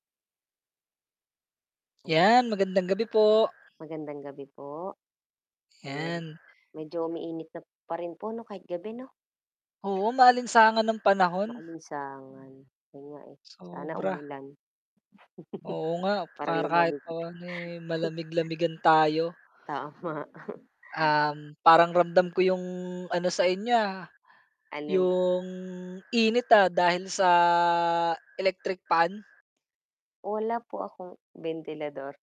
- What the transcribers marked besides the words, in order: distorted speech; static; tapping; "para" said as "kara"; other background noise; chuckle; chuckle; drawn out: "yung"; laughing while speaking: "Tama"; drawn out: "sa"
- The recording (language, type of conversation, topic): Filipino, unstructured, Ano ang natutunan mo mula sa iyong unang trabaho?